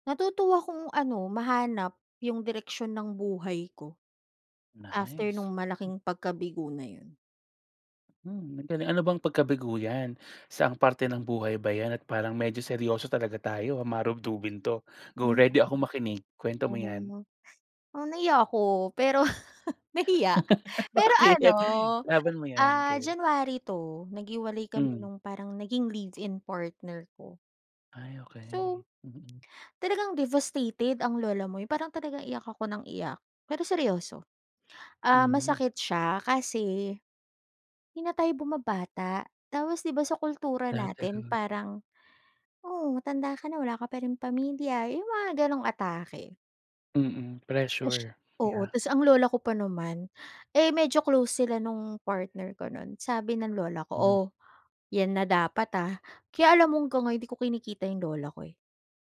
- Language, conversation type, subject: Filipino, podcast, Paano ka nagbago matapos maranasan ang isang malaking pagkabigo?
- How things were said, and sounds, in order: laugh; in English: "devastated"